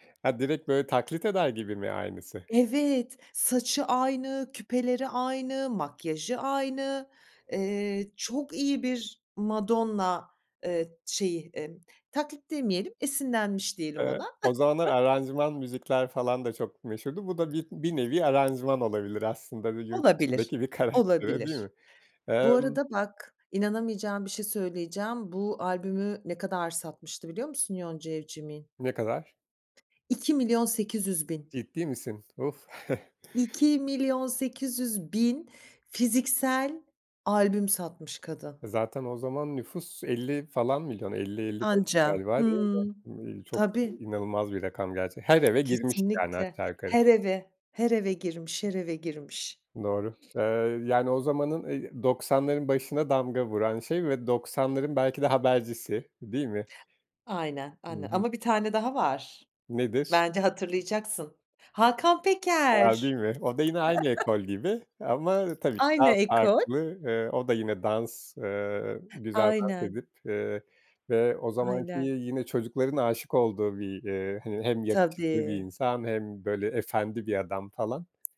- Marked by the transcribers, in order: chuckle; chuckle
- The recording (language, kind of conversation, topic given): Turkish, podcast, Nostalji seni en çok hangi döneme götürür ve neden?